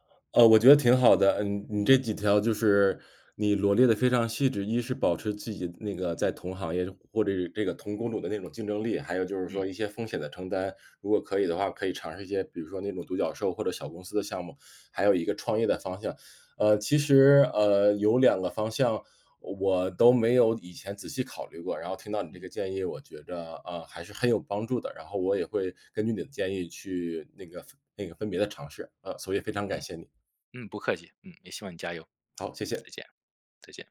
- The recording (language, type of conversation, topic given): Chinese, advice, 换了新工作后，我该如何尽快找到工作的节奏？
- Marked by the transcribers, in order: "自己" said as "寄几"; tapping